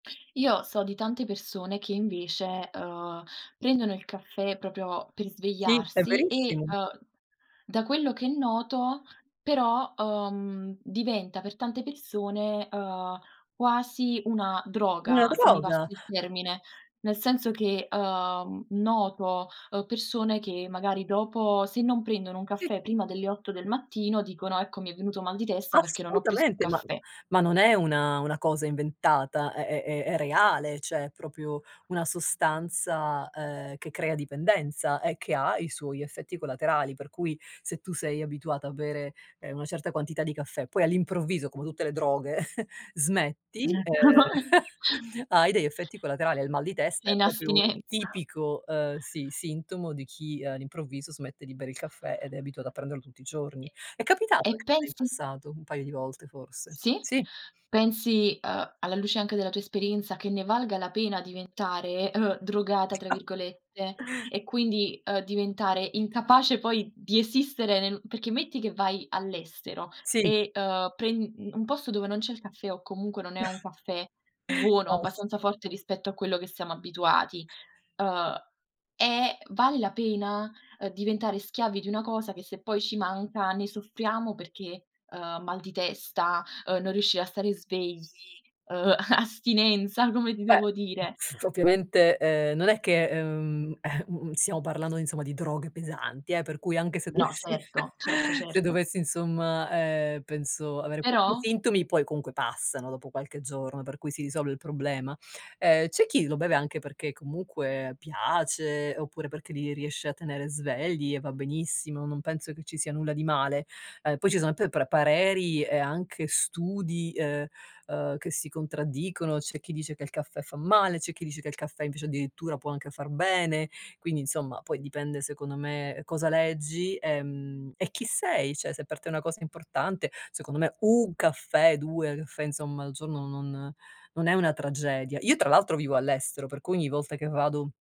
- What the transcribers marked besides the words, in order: "proprio" said as "propio"; "cioè" said as "ceh"; "proprio" said as "propio"; chuckle; "proprio" said as "propio"; other background noise; laughing while speaking: "astinenza"; tapping; chuckle; chuckle; unintelligible speech; laughing while speaking: "astinenza"; laughing while speaking: "se dovessi"; "cioè" said as "ceh"; stressed: "un"
- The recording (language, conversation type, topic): Italian, podcast, Com’è nato il tuo interesse per il caffè o per il tè e come li scegli?